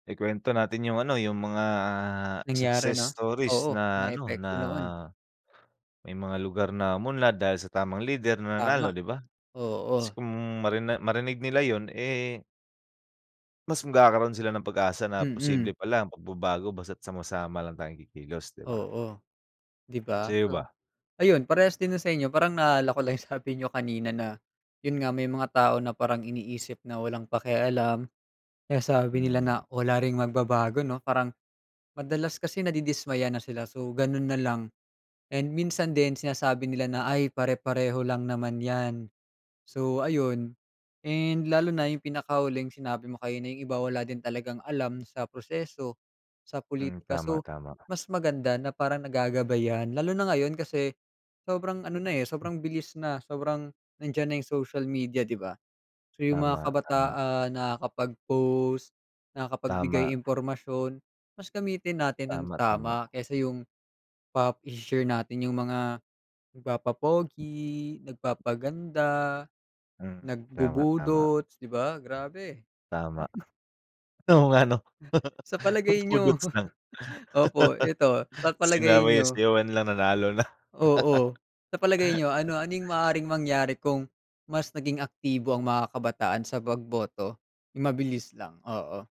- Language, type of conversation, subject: Filipino, unstructured, Paano mo ipaliliwanag ang kahalagahan ng pagboto sa halalan?
- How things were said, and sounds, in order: tapping; laugh; laughing while speaking: "Oo nga, 'no? Nagbudots lang"; chuckle; laugh; laughing while speaking: "na"; laugh